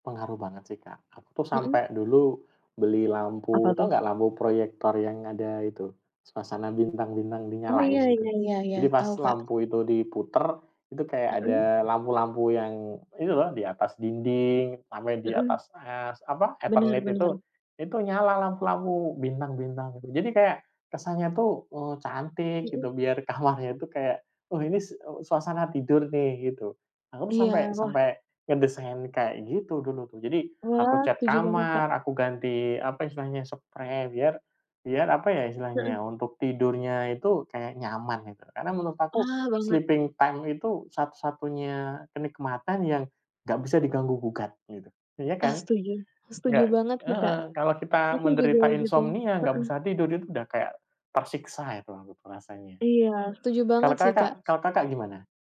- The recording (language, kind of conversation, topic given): Indonesian, unstructured, Apa rutinitas malam yang membantu kamu tidur nyenyak?
- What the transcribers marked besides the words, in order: other background noise; in English: "sleeping time"